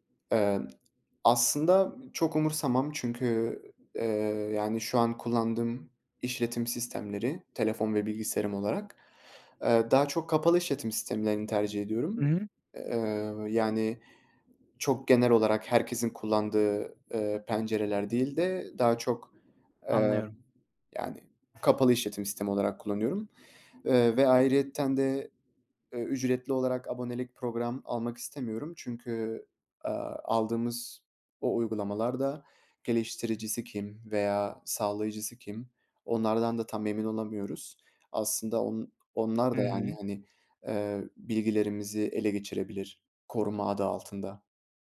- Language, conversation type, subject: Turkish, podcast, Dijital gizliliğini korumak için neler yapıyorsun?
- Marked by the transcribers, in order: tapping